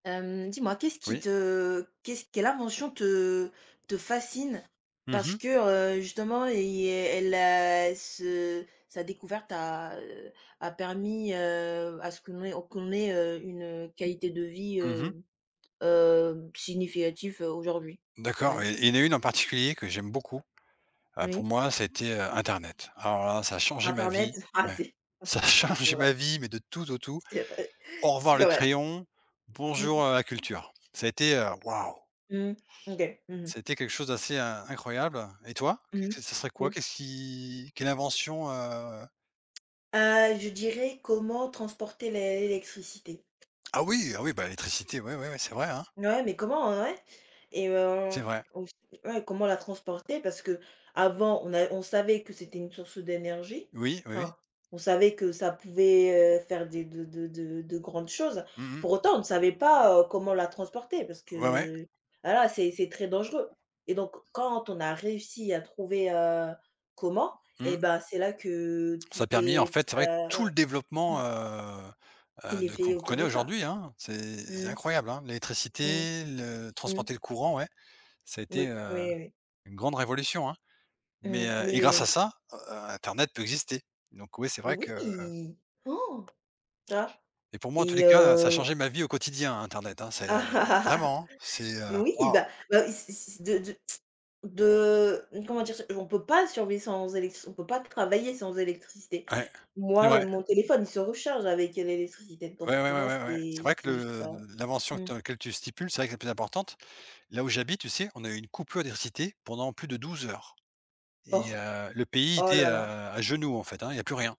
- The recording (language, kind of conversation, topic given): French, unstructured, Quelle invention historique te semble la plus importante dans notre vie aujourd’hui ?
- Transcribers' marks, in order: tapping; other background noise; laughing while speaking: "changé ma vie"; stressed: "waouh"; drawn out: "qui"; anticipating: "Ah oui !"; drawn out: "heu"; drawn out: "Oui !"; gasp; laugh